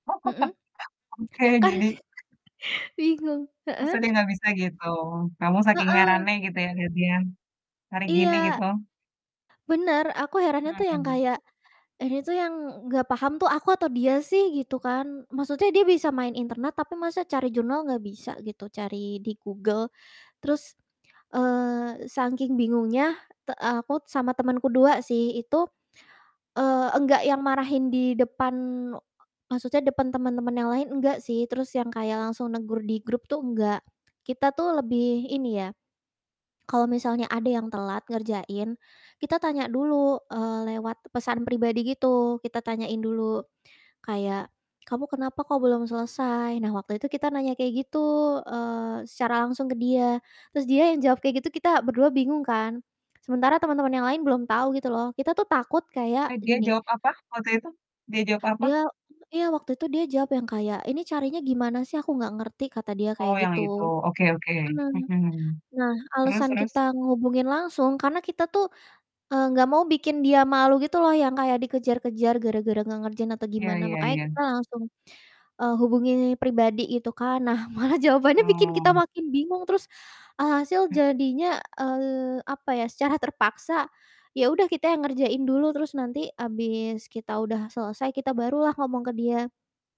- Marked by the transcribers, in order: laugh; laughing while speaking: "Oke"; laughing while speaking: "Kar"; chuckle; distorted speech; laughing while speaking: "malah"
- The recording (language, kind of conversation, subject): Indonesian, podcast, Bagaimana cara Anda memberikan umpan balik yang membangun tanpa menyakiti perasaan orang lain?